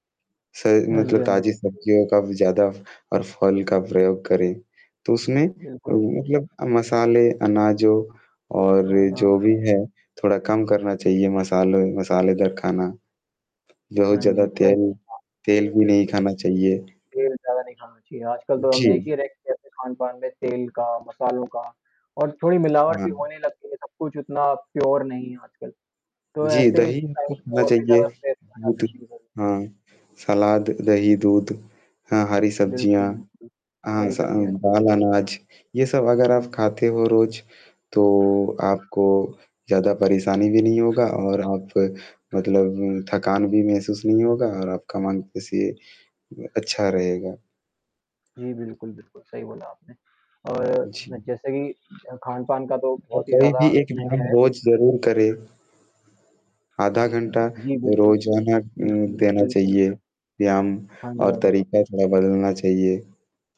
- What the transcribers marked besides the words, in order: distorted speech; static; other background noise; in English: "रेस्टोरेंट्स"; in English: "प्योर"; in English: "टाइम"; in English: "स्ट्रेस"; unintelligible speech; tapping
- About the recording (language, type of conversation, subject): Hindi, unstructured, आप अपनी सेहत का ख्याल कैसे रखते हैं?